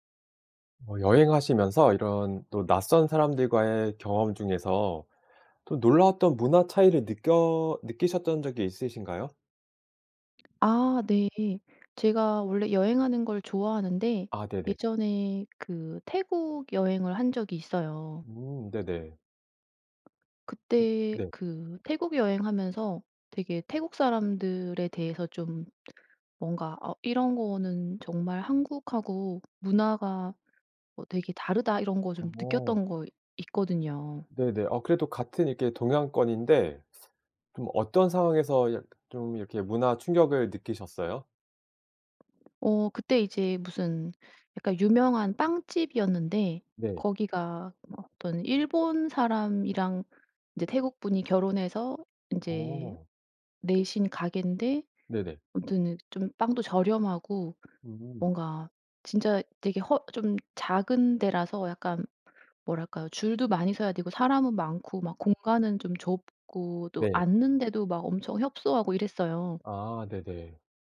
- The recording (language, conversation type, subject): Korean, podcast, 여행 중 낯선 사람에게서 문화 차이를 배웠던 경험을 이야기해 주실래요?
- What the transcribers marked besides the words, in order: tapping; other background noise